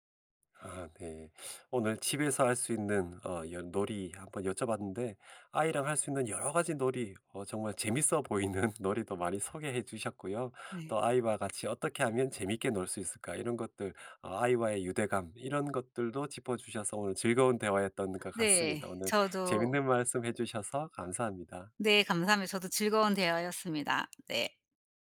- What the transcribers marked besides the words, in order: laugh; laughing while speaking: "보이는"; other background noise
- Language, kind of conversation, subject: Korean, podcast, 집에서 간단히 할 수 있는 놀이가 뭐가 있을까요?
- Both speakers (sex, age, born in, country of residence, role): female, 45-49, South Korea, Portugal, guest; male, 50-54, South Korea, United States, host